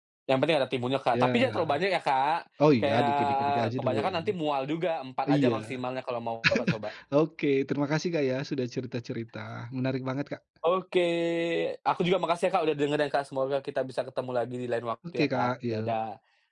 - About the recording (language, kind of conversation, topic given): Indonesian, podcast, Aroma masakan apa yang langsung membuat kamu teringat rumah?
- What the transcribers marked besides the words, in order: chuckle